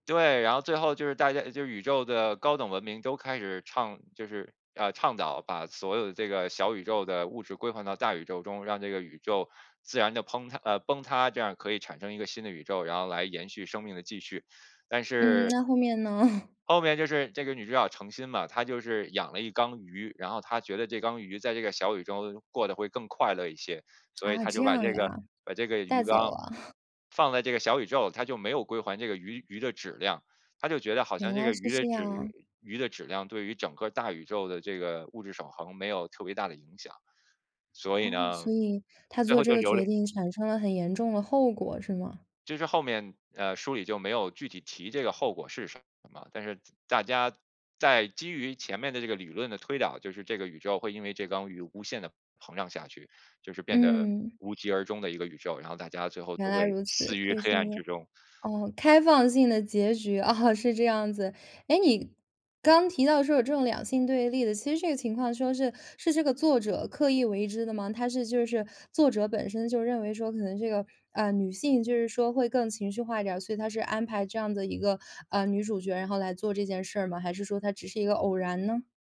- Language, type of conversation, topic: Chinese, podcast, 虚构世界是否改变过你对现实的看法？
- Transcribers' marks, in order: lip smack; other background noise; laughing while speaking: "啊"